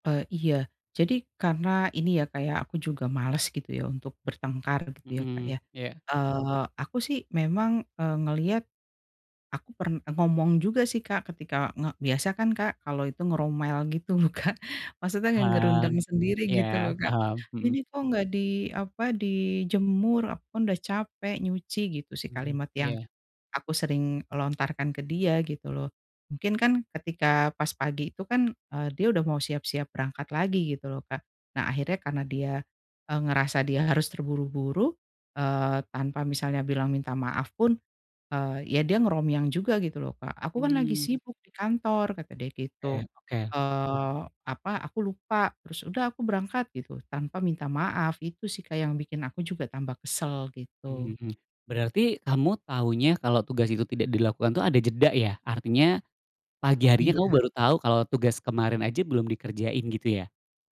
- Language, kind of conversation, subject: Indonesian, advice, Bagaimana cara mengatasi pertengkaran yang sering terjadi dengan pasangan tentang pembagian tugas rumah tangga?
- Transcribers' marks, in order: "ngomel" said as "ngeromel"; laughing while speaking: "loh"